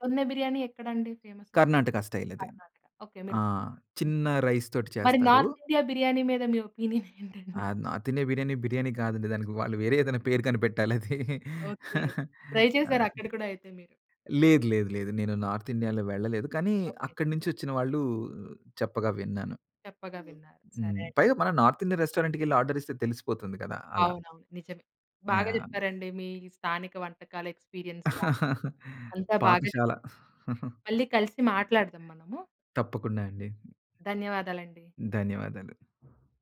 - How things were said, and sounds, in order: in English: "స్టైల్"; in English: "నార్త్ ఇండియా"; laughing while speaking: "ఒపీనియనేంటండి?"; laughing while speaking: "ఏదైనా పేరు కనిపెట్టాలి అది"; in English: "ట్రై"; in English: "నార్త్ ఇండియా‌లో"; other background noise; in English: "నార్త్ ఇండియన్ రెస్టారెంట్"; in English: "ఆర్డర్"; in English: "ఎక్స్‌పి‌రియన్స్"; chuckle; chuckle
- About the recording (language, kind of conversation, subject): Telugu, podcast, మీరు ప్రయత్నించిన స్థానిక వంటకాలలో మరిచిపోలేని అనుభవం ఏది?